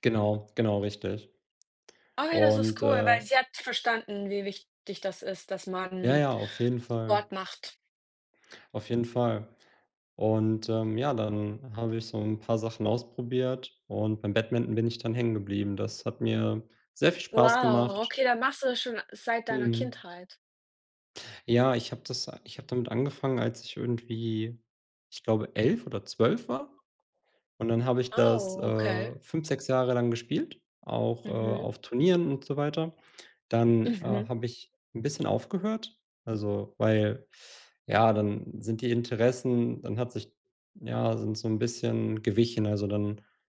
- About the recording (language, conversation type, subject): German, unstructured, Was machst du in deiner Freizeit gern?
- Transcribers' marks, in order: none